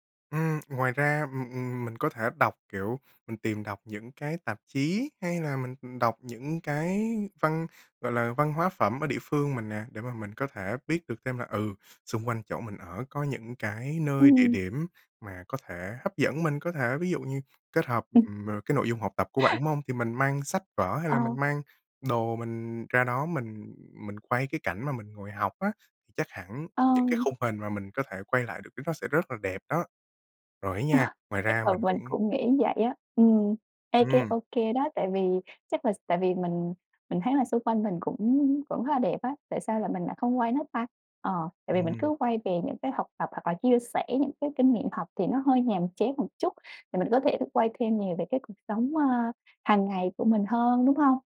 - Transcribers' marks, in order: tapping; unintelligible speech; other background noise; unintelligible speech
- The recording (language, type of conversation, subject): Vietnamese, advice, Cảm thấy bị lặp lại ý tưởng, muốn đổi hướng nhưng bế tắc
- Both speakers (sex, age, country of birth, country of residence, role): female, 25-29, Vietnam, Malaysia, user; male, 20-24, Vietnam, Germany, advisor